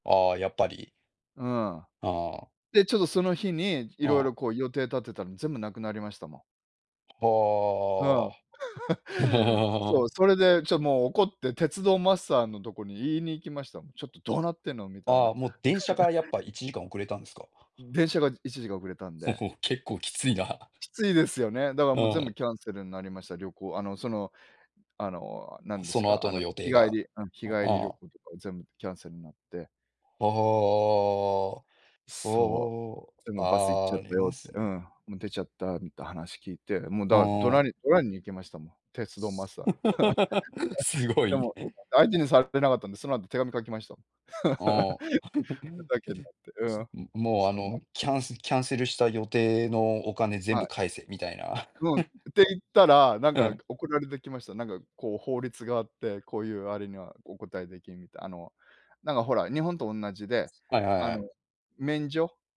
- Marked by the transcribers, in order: chuckle; chuckle; chuckle; laugh; chuckle; chuckle; chuckle
- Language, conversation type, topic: Japanese, unstructured, 旅行中に困った経験はありますか？